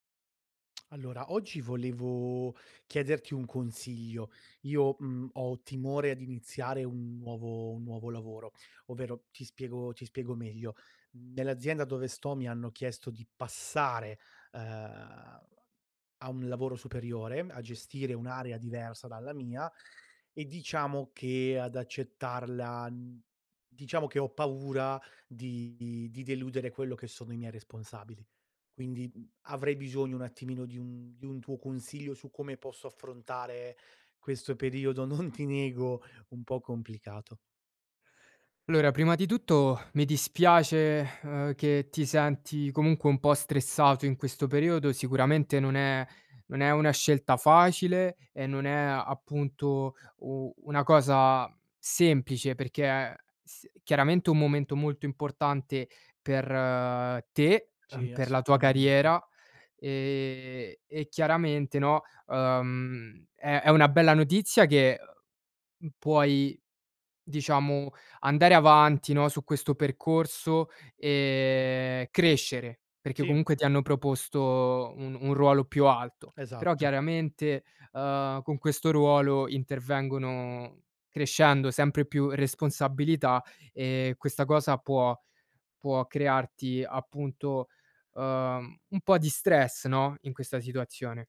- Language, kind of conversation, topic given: Italian, advice, Come posso affrontare la paura di fallire quando sto per iniziare un nuovo lavoro?
- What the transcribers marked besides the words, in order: tongue click; laughing while speaking: "non"; sigh; other background noise